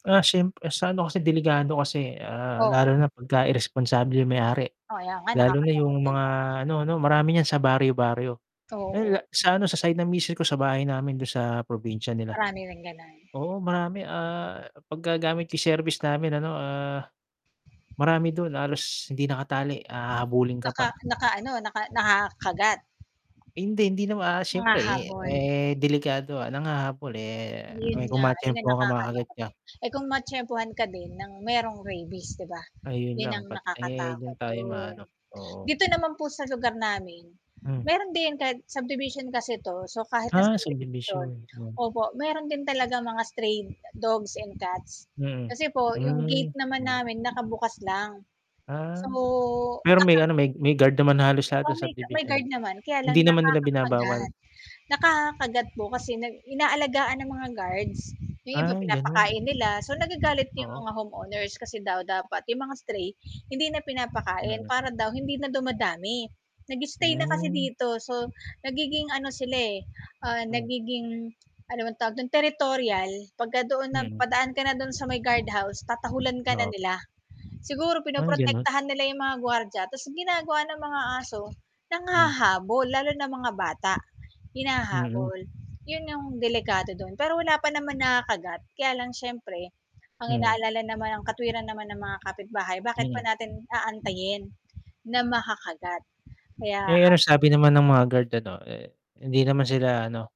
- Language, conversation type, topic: Filipino, unstructured, Ano ang mga panganib kapag hindi binabantayan ang mga aso sa kapitbahayan?
- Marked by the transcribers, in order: static; wind; distorted speech; other background noise; tapping